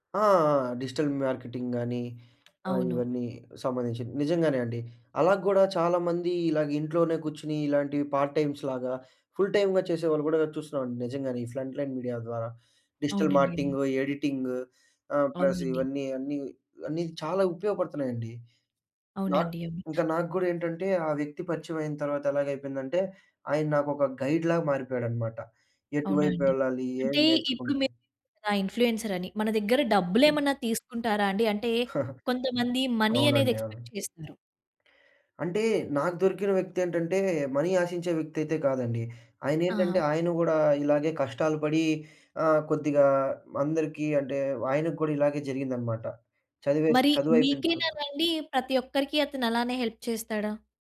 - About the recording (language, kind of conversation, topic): Telugu, podcast, సోషల్ మీడియాలో చూపుబాటలు మీ ఎంపికలను ఎలా మార్చేస్తున్నాయి?
- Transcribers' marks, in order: in English: "డిజిటల్ మార్కెటింగ్"; tapping; in English: "పార్ట్ టైమ్స్‌లాగా, ఫుల్ టైమ్‌గా"; in English: "ఫ్రంట్ లైన్ మీడియా"; in English: "డిజిటల్"; in English: "ప్లస్"; other background noise; in English: "గైడ్‌లాగా"; chuckle; in English: "మనీ"; in English: "ఎక్స్‌పెక్ట్"; in English: "మనీ"; in English: "హెల్ప్"